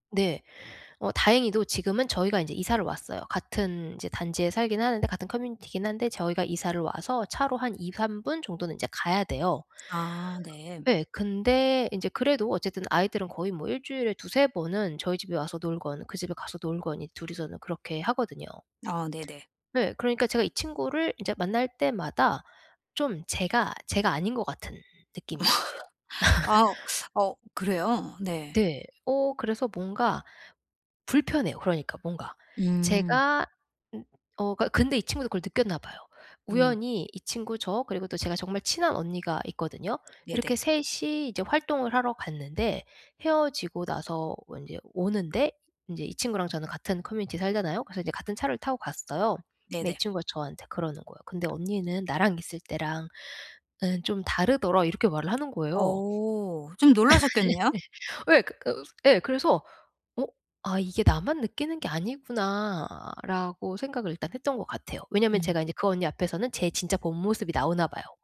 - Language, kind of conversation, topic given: Korean, advice, 진정성을 잃지 않으면서 나를 잘 표현하려면 어떻게 해야 할까요?
- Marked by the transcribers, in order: laugh; teeth sucking; laugh; tapping; laugh